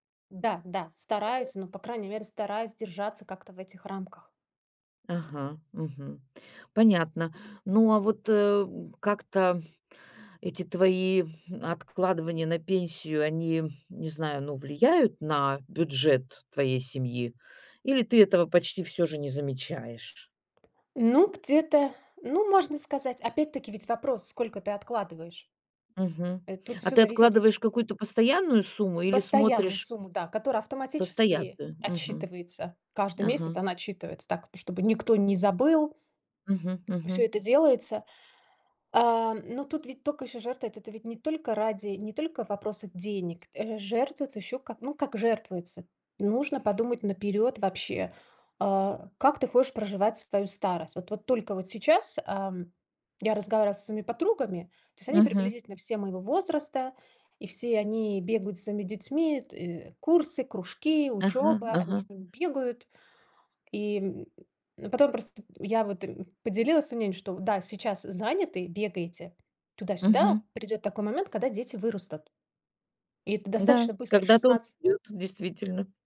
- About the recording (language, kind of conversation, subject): Russian, podcast, Стоит ли сейчас ограничивать себя ради более комфортной пенсии?
- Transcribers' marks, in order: tapping; other background noise